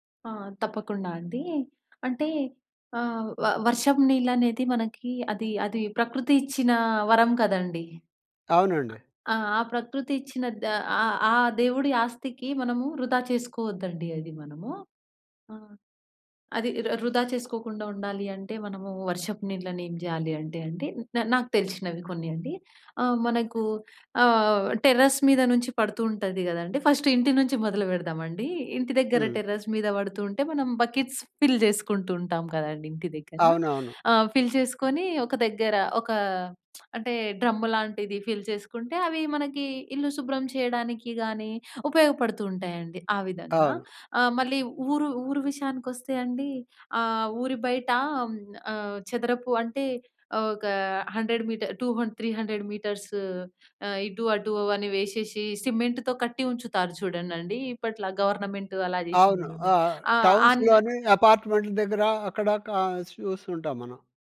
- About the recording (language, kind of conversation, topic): Telugu, podcast, వర్షపు నీటిని సేకరించడానికి మీకు తెలియిన సులభమైన చిట్కాలు ఏమిటి?
- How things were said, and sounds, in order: other background noise; other noise; in English: "టెర్రస్"; in English: "ఫస్ట్"; in English: "టెర్రస్"; in English: "బకెట్స్ ఫిల్"; in English: "ఫిల్"; tapping; in English: "డ్రమ్"; in English: "ఫిల్"; in English: "హండ్రెడ్ మీటర్, టూ హం త్రీ హండ్రెడ్ మీటర్స్"; in English: "సిమెంట్‍తో"; in English: "గవర్నమెంట్"; in English: "టౌన్స్‌లోని"